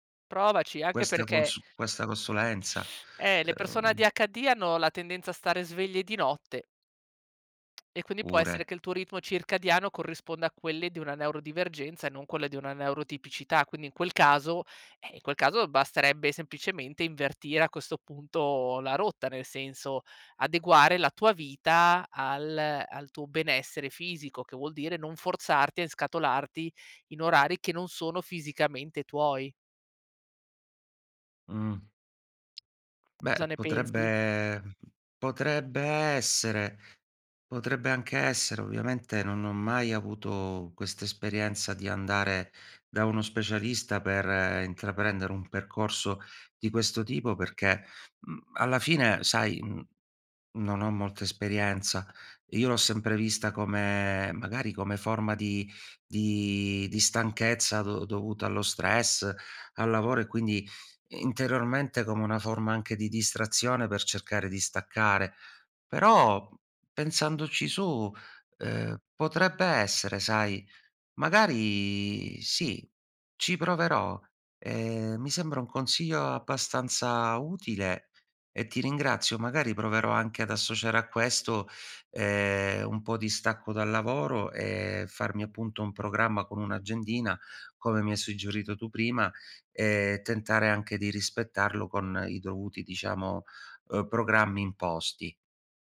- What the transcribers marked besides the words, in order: tapping; other background noise
- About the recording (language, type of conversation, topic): Italian, advice, Perché faccio fatica a concentrarmi e a completare i compiti quotidiani?
- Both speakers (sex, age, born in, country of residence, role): female, 35-39, Italy, Belgium, advisor; male, 40-44, Italy, Italy, user